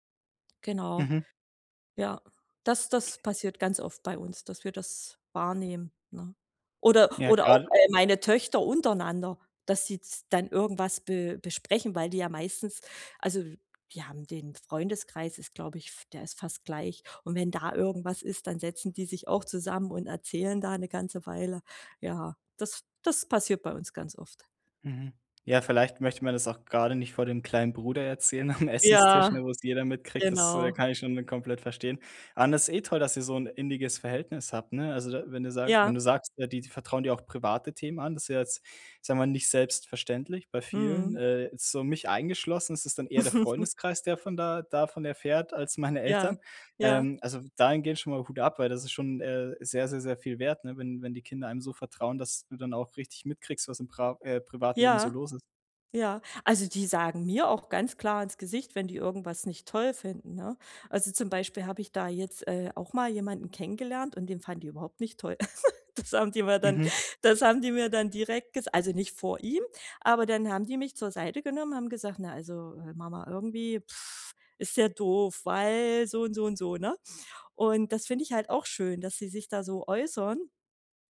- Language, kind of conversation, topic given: German, podcast, Wie schafft ihr es trotz Stress, jeden Tag Familienzeit zu haben?
- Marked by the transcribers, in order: laughing while speaking: "am"; "Esstisch" said as "Essenstisch"; chuckle; chuckle; other noise